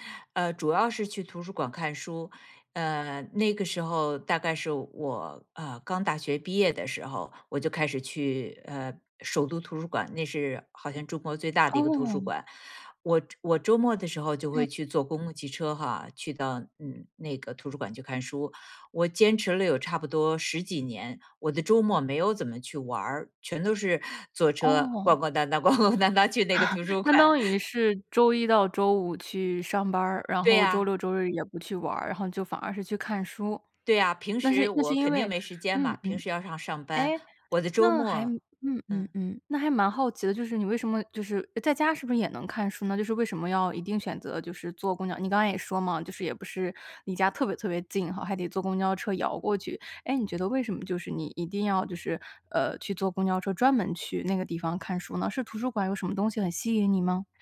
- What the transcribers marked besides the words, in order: other background noise; laughing while speaking: "逛逛荡荡去那个图书馆"; chuckle
- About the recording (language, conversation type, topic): Chinese, podcast, 你觉得有什么事情值得你用一生去拼搏吗？